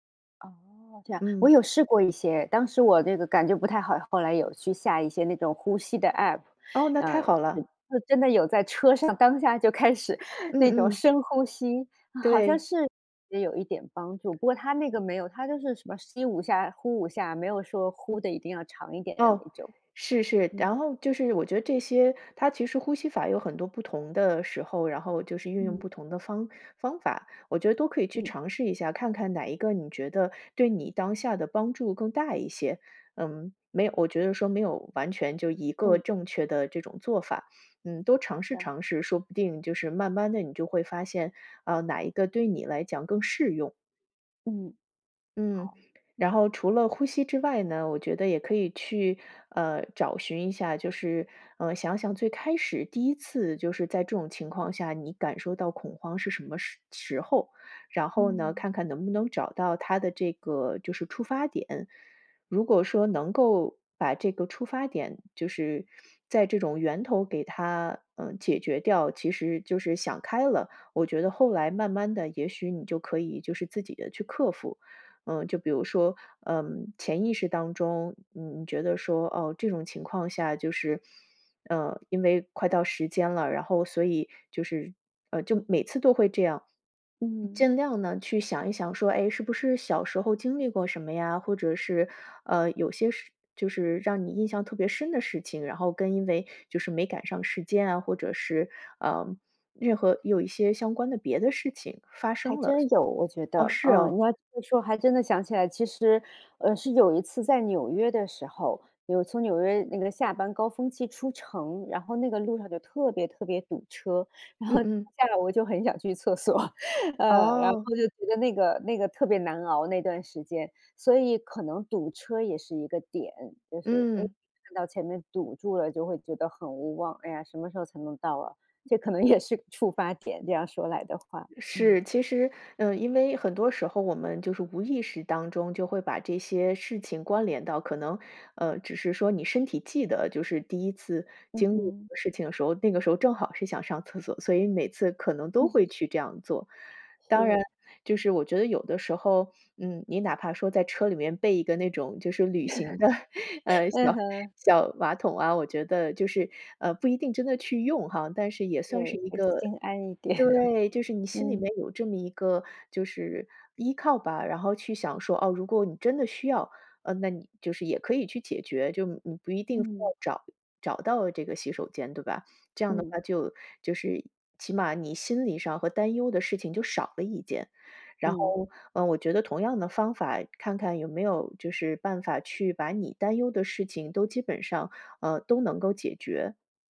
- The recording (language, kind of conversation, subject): Chinese, advice, 你在经历恐慌发作时通常如何求助与应对？
- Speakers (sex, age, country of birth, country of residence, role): female, 35-39, China, United States, advisor; female, 45-49, China, United States, user
- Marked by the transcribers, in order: inhale; laughing while speaking: "然后"; chuckle; chuckle; tapping; chuckle; chuckle